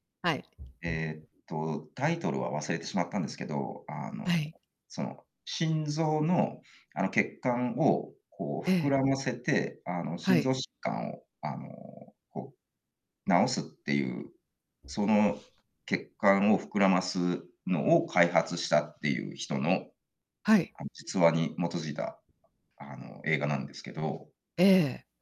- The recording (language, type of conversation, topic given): Japanese, unstructured, 映画やドラマを見て泣いたのはなぜですか？
- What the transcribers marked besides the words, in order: other background noise